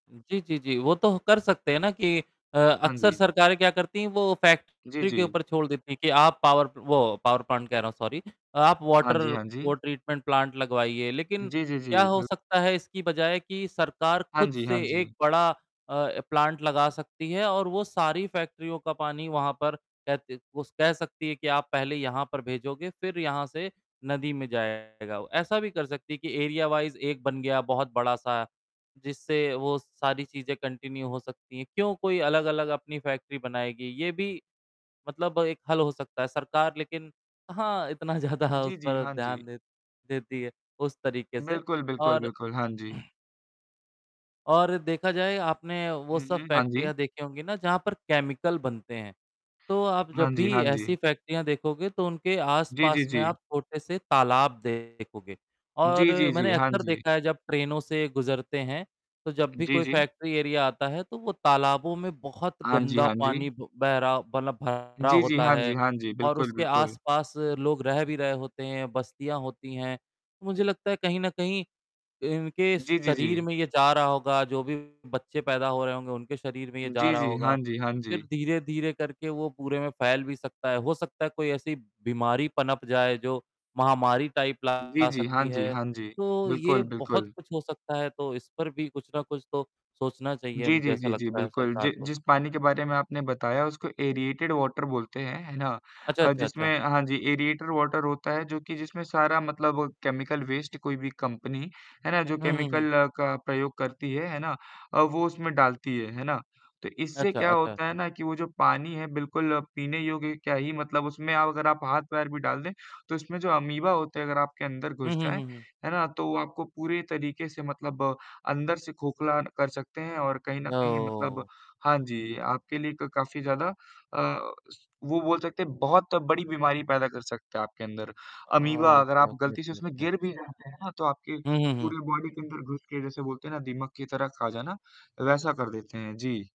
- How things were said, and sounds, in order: static; other background noise; in English: "पावर"; in English: "पावर प्लांट"; in English: "सॉरी"; in English: "वाटर वो ट्रीटमेंट प्लांट"; in English: "प्लांट"; in English: "फैक्ट्रियों"; distorted speech; in English: "एरिया वाइज़"; in English: "कंटिन्यू"; in English: "फैक्ट्री"; laughing while speaking: "इतना ज़्यादा उस"; throat clearing; in English: "केमिकल"; in English: "एरिया"; in English: "टाइप"; in English: "एरिएटेड वाटर"; in English: "एरिएटेड वाटर"; in English: "केमिकल वेस्ट"; in English: "केमिकल"; in English: "ओके, ओके, ओके ओके"; in English: "बॉडी"
- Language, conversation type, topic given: Hindi, unstructured, आपके अनुसार पर्यावरण की सबसे बड़ी समस्या क्या है?